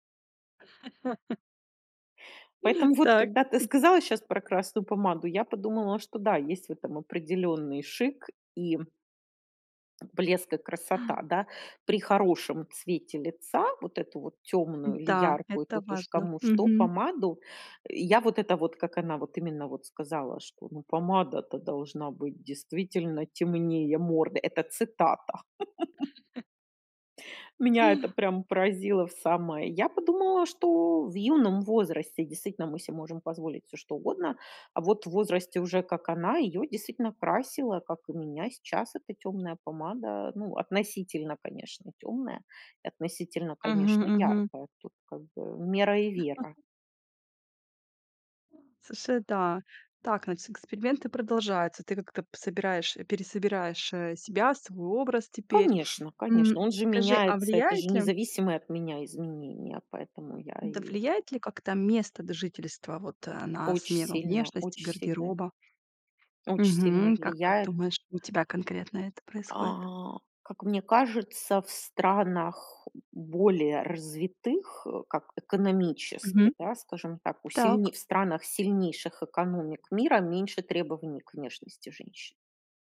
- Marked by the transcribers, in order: laugh; chuckle; other noise; gasp; put-on voice: "Ну помада-то должна быть действительно темнее морды"; chuckle; laugh; gasp; chuckle; tapping; other background noise
- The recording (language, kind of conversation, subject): Russian, podcast, Что обычно вдохновляет вас на смену внешности и обновление гардероба?